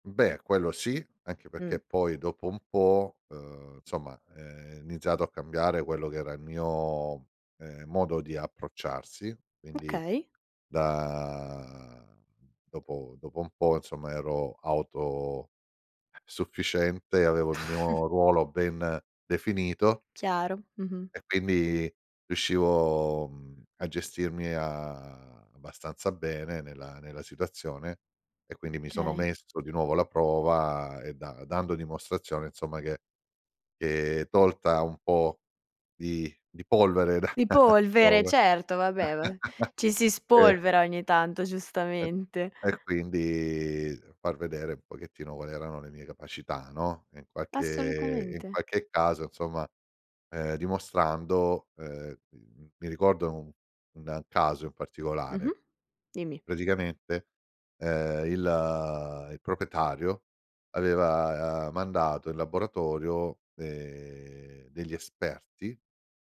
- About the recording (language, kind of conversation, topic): Italian, podcast, Come fai a superare la paura di sentirti un po’ arrugginito all’inizio?
- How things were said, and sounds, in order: "perché" said as "pecché"; "insomma" said as "nsomma"; drawn out: "mio"; tapping; drawn out: "da"; chuckle; drawn out: "riuscivo"; drawn out: "a"; "Okay" said as "kay"; chuckle; unintelligible speech; chuckle; drawn out: "quindi"; drawn out: "il"; "proprietario" said as "propietario"